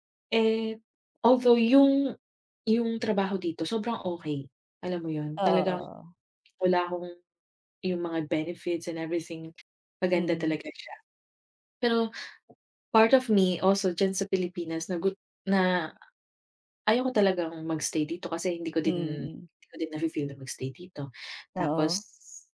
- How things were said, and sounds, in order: other background noise
- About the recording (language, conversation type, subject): Filipino, unstructured, Ano ang palagay mo sa pagtanggap ng mga bagong ideya kahit natatakot ka, at paano mo pinipili kung kailan ka dapat makinig sa iba?
- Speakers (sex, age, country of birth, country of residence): female, 25-29, Philippines, Belgium; female, 35-39, Philippines, Philippines